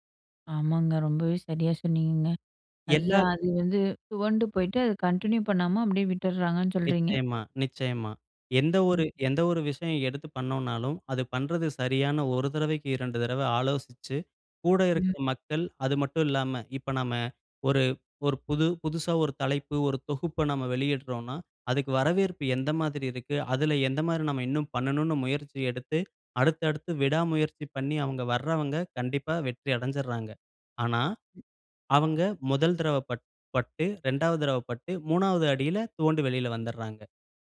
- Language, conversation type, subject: Tamil, podcast, சமூக ஊடகங்களில் வரும் தகவல் உண்மையா பொய்யா என்பதை நீங்கள் எப்படிச் சரிபார்ப்பீர்கள்?
- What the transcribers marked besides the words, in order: other background noise; in English: "கன்டின்யூ"; other noise